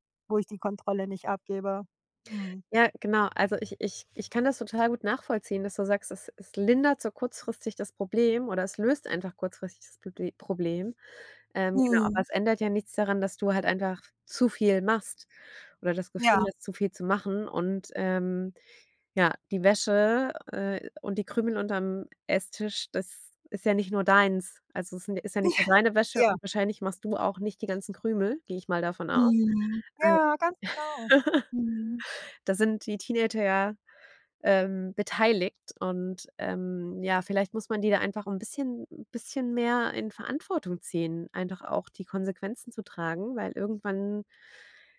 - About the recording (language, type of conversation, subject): German, advice, Warum fällt es mir schwer, Aufgaben zu delegieren, und warum will ich alles selbst kontrollieren?
- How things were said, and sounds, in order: other background noise; laughing while speaking: "Ja"; chuckle